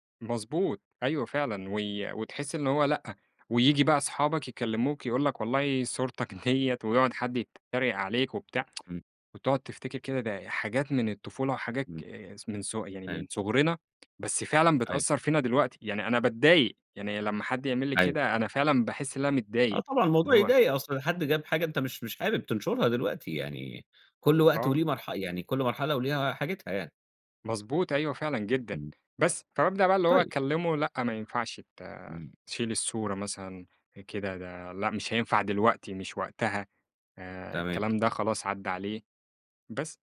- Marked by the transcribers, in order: chuckle; tsk
- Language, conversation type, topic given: Arabic, podcast, إزاي بتحافظ على خصوصيتك على السوشيال ميديا؟